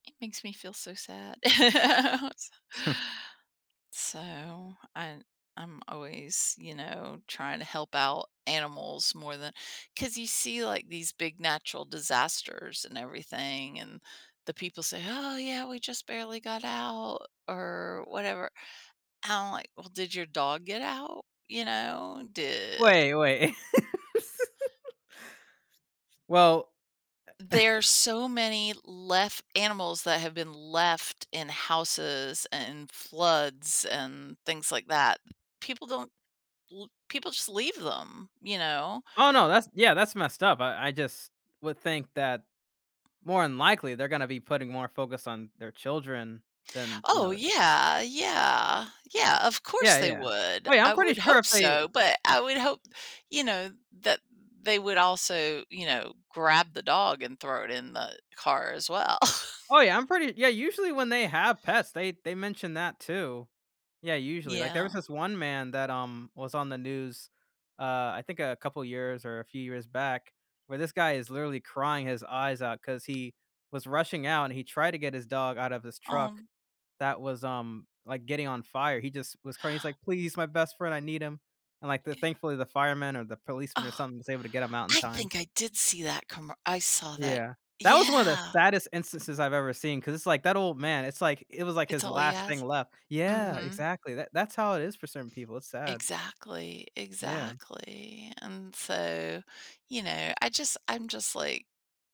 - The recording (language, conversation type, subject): English, unstructured, How do meaningful experiences motivate us to support others?
- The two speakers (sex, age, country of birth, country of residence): female, 55-59, United States, United States; male, 25-29, United States, United States
- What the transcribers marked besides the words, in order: tapping; chuckle; scoff; laugh; chuckle; unintelligible speech; chuckle; sigh